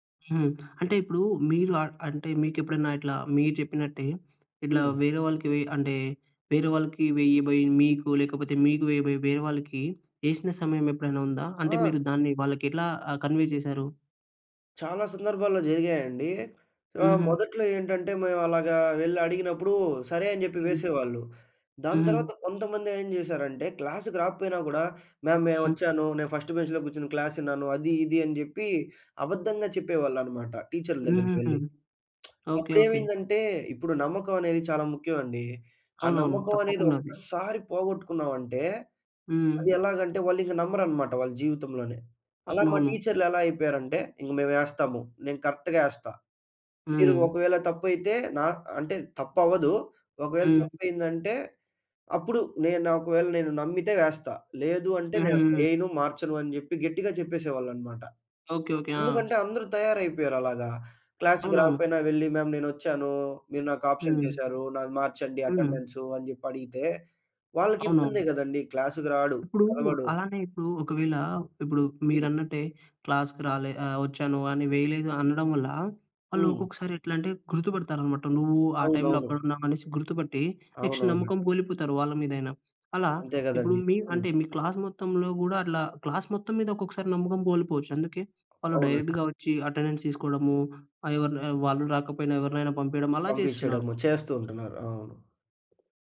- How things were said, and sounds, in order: in English: "కన్వే"; in English: "క్లాస్‌కి"; in English: "మ్యామ్!"; in English: "ఫస్ట్ బెంచ్‌లో"; in English: "క్లాస్"; lip smack; in English: "కరెక్ట్‌గా"; in English: "క్లాస్‌కి"; in English: "మ్యామ్!"; in English: "అబ్సెంట్"; in English: "క్లాస్‌కి"; in English: "క్లాస్‌కి"; in English: "నెక్స్ట్"; in English: "క్లాస్"; in English: "క్లాస్"; in English: "డైరెక్ట్‌గా"; in English: "అటెండెన్స్"
- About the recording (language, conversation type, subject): Telugu, podcast, మీరు చాట్‌గ్రూప్‌ను ఎలా నిర్వహిస్తారు?